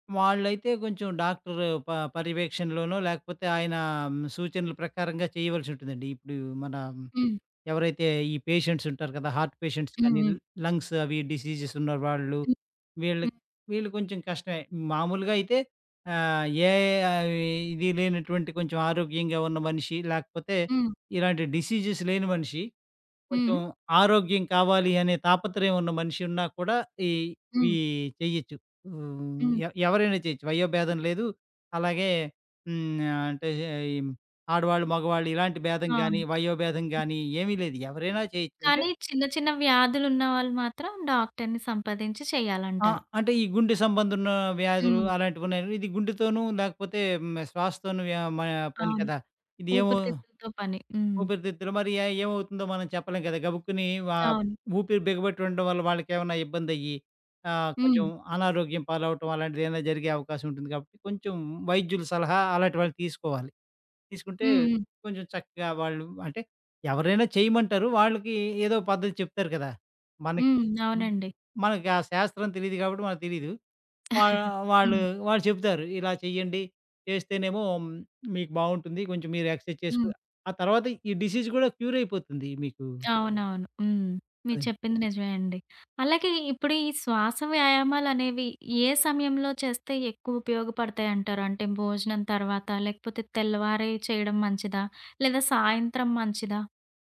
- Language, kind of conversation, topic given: Telugu, podcast, ప్రశాంతంగా ఉండేందుకు మీకు ఉపయోగపడే శ్వాస వ్యాయామాలు ఏవైనా ఉన్నాయా?
- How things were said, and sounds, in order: in English: "హార్ట్ పేషెంట్స్"; in English: "లంగ్స్"; in English: "డిసీజెస్"; chuckle; in English: "ఎక్స్‌ర్‌సైజ్"; in English: "డిసీజ్"